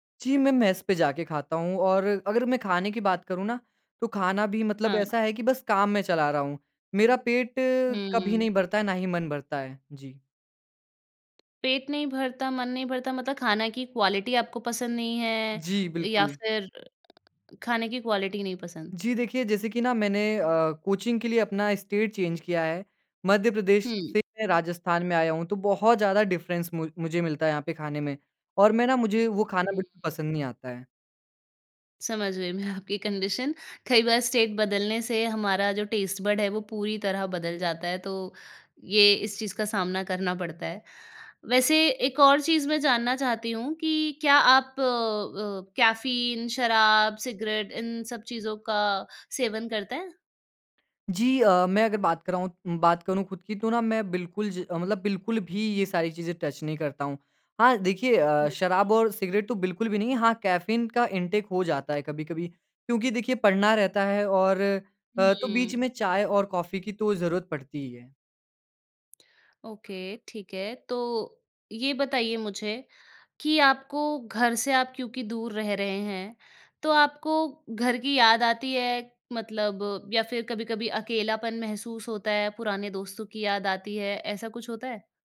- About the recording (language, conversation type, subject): Hindi, advice, दिनचर्या बदलने के बाद भी मेरी ऊर्जा में सुधार क्यों नहीं हो रहा है?
- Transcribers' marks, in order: in English: "मेस"; in English: "क्वालिटी"; in English: "क्वालिटी"; in English: "कोचिंग"; in English: "स्टेट चेंज"; in English: "डिफ़रेंस"; laughing while speaking: "मैं"; in English: "कंडीशन"; in English: "स्टेट"; in English: "टेस्ट बड"; in English: "टच"; in English: "कैफ़ीन"; in English: "इंटेक"; in English: "ओके"